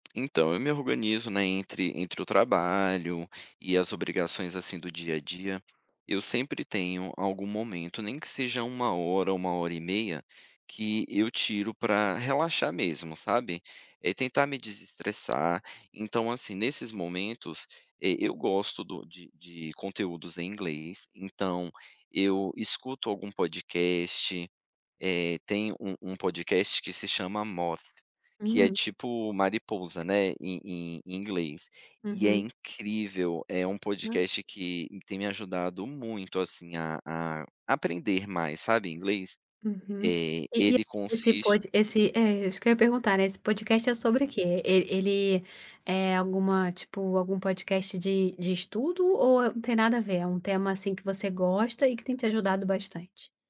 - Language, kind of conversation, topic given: Portuguese, podcast, Quais hábitos ajudam você a aprender melhor todos os dias?
- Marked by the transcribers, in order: tapping